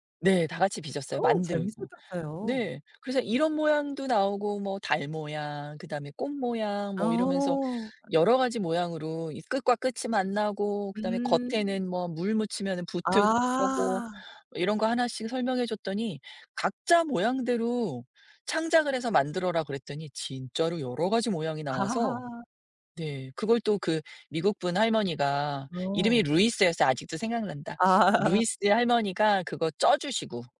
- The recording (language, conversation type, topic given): Korean, podcast, 음식을 통해 문화적 차이를 좁힌 경험이 있으신가요?
- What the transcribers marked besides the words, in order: other background noise; laugh; laugh